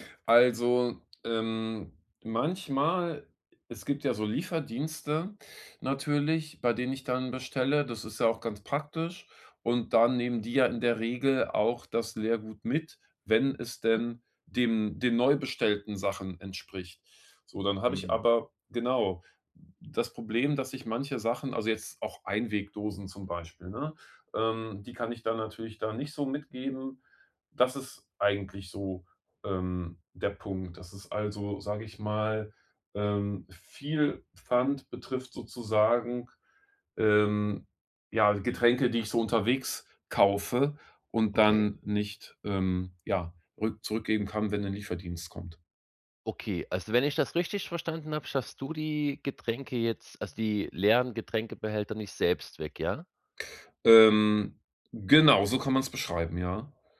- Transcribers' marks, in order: none
- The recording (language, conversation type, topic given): German, advice, Wie kann ich meine Habseligkeiten besser ordnen und loslassen, um mehr Platz und Klarheit zu schaffen?